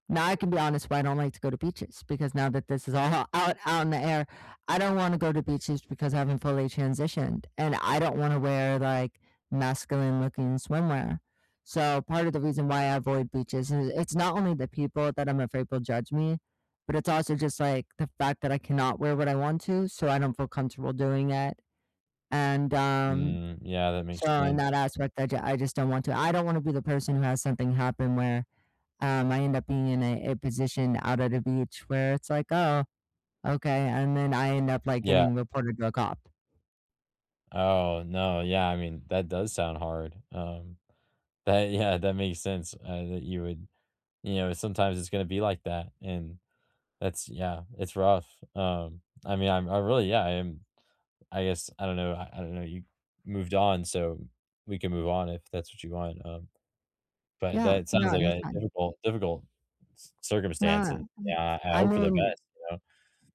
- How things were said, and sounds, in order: none
- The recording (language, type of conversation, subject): English, unstructured, Which do you prefer for a quick escape: the mountains, the beach, or the city?
- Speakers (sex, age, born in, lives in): female, 30-34, United States, United States; male, 20-24, United States, United States